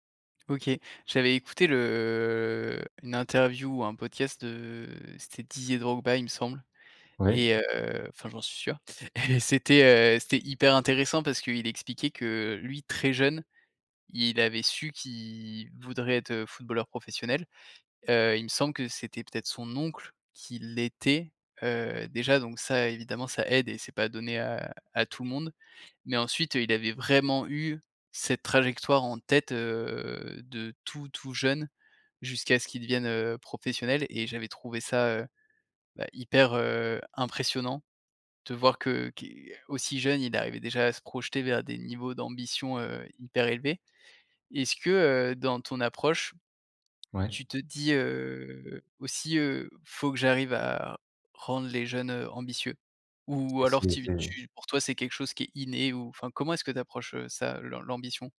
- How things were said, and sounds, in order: drawn out: "le"; chuckle; stressed: "très"; other background noise
- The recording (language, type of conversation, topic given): French, podcast, Peux-tu me parler d’un projet qui te passionne en ce moment ?
- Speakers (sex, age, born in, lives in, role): male, 25-29, France, France, guest; male, 30-34, France, France, host